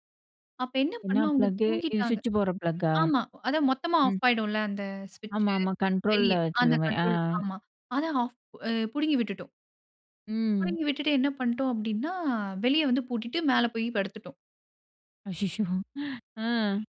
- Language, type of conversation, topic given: Tamil, podcast, உங்களைப் போலவே நினைக்கும் நபரை எப்படி அடையலாம்?
- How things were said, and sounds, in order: in English: "கண்ட்ரோல்ல"; in English: "கண்ட்ரோல"; laughing while speaking: "அச்சசோ! ஆ"